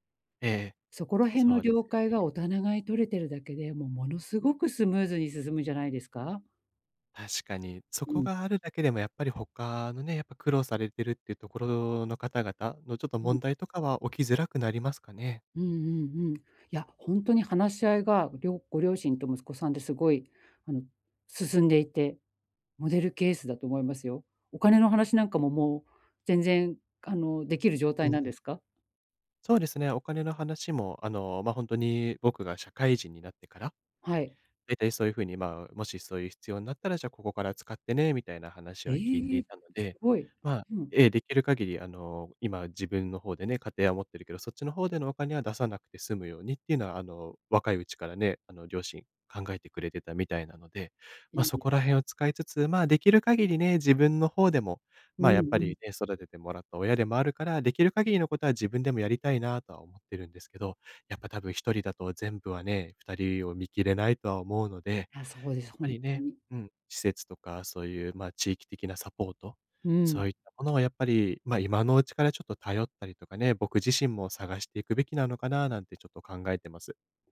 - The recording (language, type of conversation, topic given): Japanese, advice, 親が高齢になったとき、私の役割はどのように変わりますか？
- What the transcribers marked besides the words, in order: "お互い" said as "おたながい"; unintelligible speech